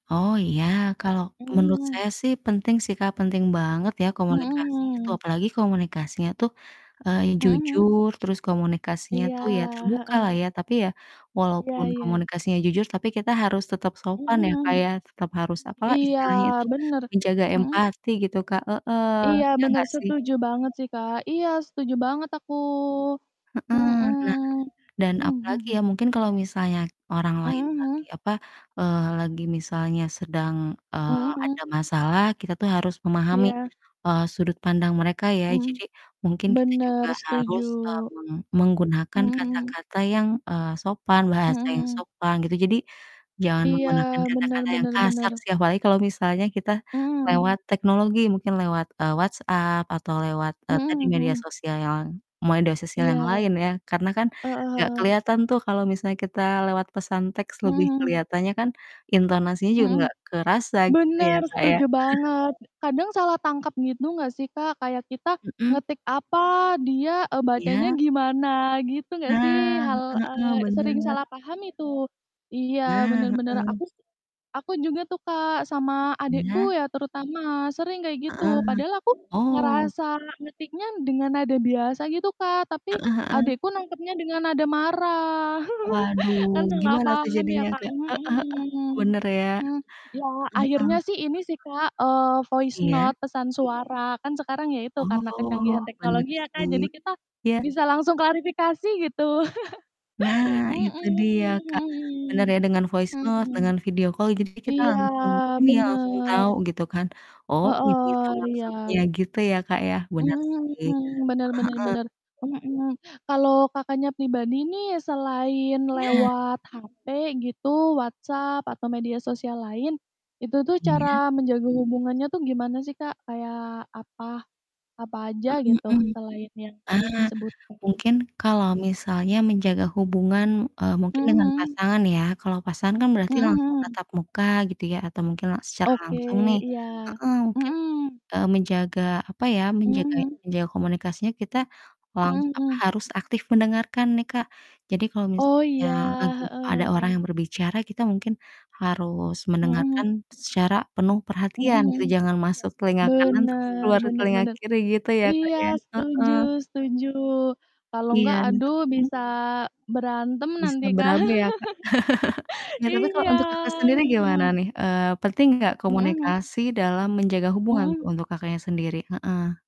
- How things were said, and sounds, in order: other background noise; background speech; distorted speech; tapping; "media" said as "moaidia"; chuckle; chuckle; in English: "voice note"; in English: "voice note"; in English: "video call"; chuckle; chuckle
- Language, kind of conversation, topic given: Indonesian, unstructured, Bagaimana cara kamu menjaga hubungan dengan teman dan keluarga?